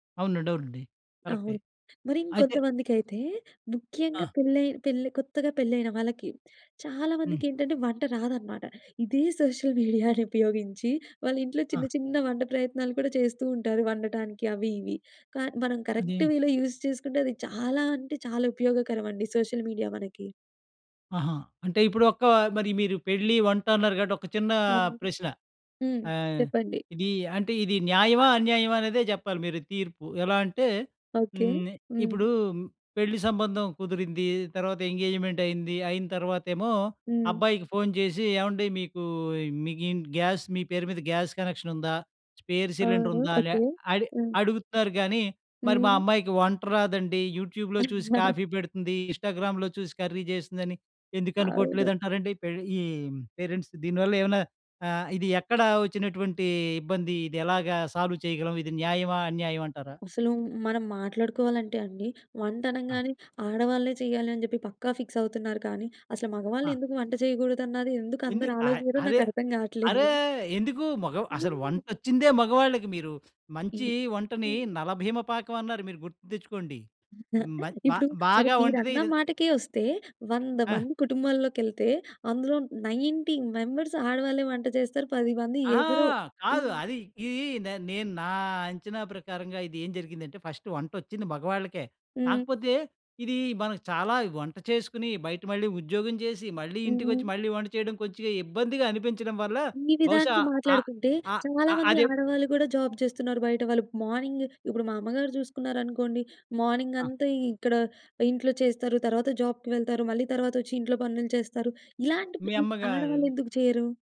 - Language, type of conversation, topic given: Telugu, podcast, సోషల్ మీడియా మీ రోజువారీ జీవితాన్ని ఎలా మార్చింది?
- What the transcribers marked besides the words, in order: in English: "సోషల్ మీడియాను"; chuckle; in English: "కరెక్ట్ వేలో యూజ్"; in English: "మీడియా"; unintelligible speech; in English: "ఎంగేజ్మెంట్"; in English: "గ్యాస్"; in English: "గ్యాస్ కనెక్షన్"; in English: "సిలిండర్"; in English: "యూట్యూబ్‌లో"; other background noise; chuckle; in English: "ఇన్స్టాగ్రామ్‌లో"; in English: "కర్రీ"; in English: "పేరెంట్స్"; in English: "సాల్వ్"; in English: "ఫిక్స్"; giggle; chuckle; in English: "నైన్టీ మెంబర్స్"; in English: "ఫస్ట్"; in English: "జాబ్"; in English: "జాబ్‌కి"